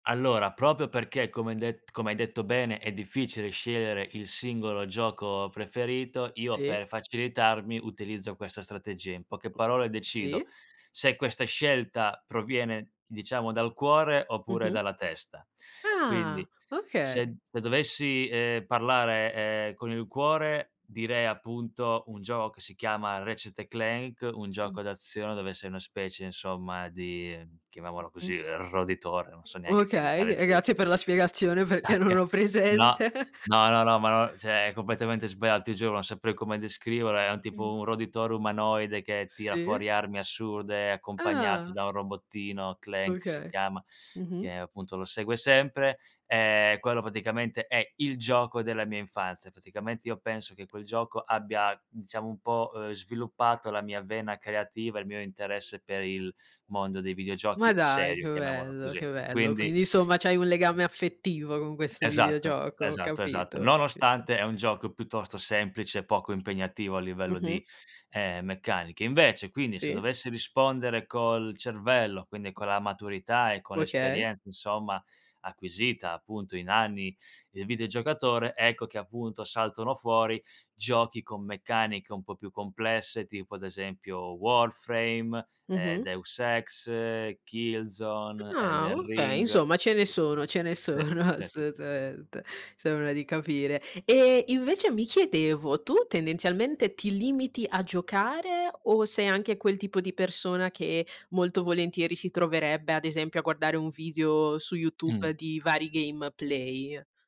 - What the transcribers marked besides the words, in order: other background noise; laughing while speaking: "non ho presente"; chuckle; tapping; laughing while speaking: "sono"; in English: "gameplay?"
- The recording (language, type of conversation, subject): Italian, podcast, Qual è il tuo hobby preferito e perché ti appassiona così tanto?